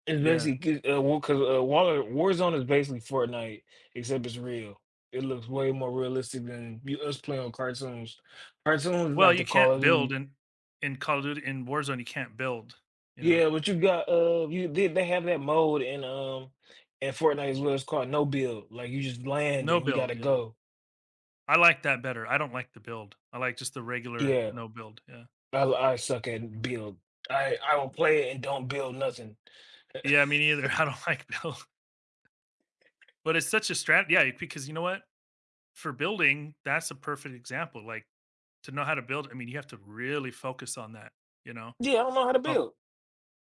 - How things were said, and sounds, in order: other background noise; chuckle; laughing while speaking: "I don't like build"; tapping
- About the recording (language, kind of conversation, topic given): English, unstructured, How might playing video games influence our attention and mental skills?
- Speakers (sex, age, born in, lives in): male, 35-39, United States, United States; male, 40-44, United States, United States